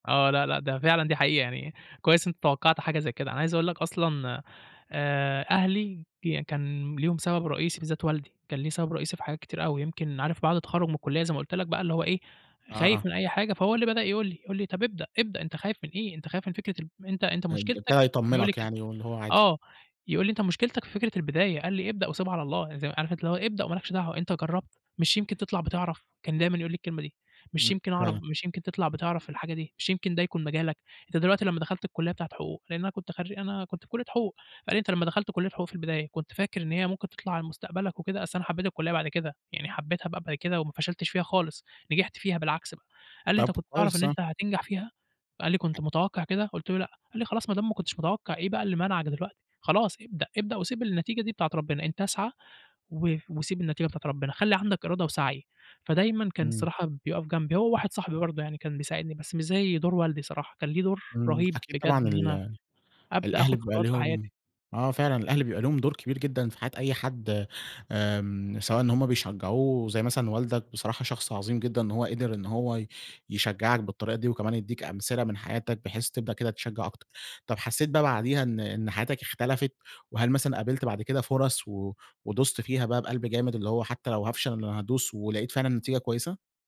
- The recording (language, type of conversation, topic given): Arabic, podcast, إزاي بتتعامل/ي مع الخوف من الفشل؟
- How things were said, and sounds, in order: none